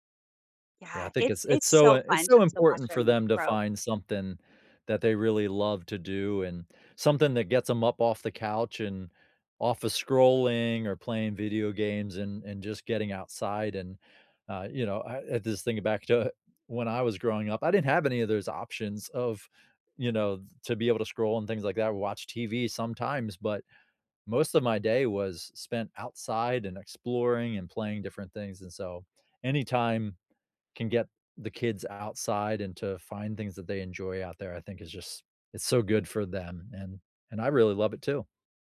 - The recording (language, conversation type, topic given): English, unstructured, What is your favorite outdoor activity to do with friends?
- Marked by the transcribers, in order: none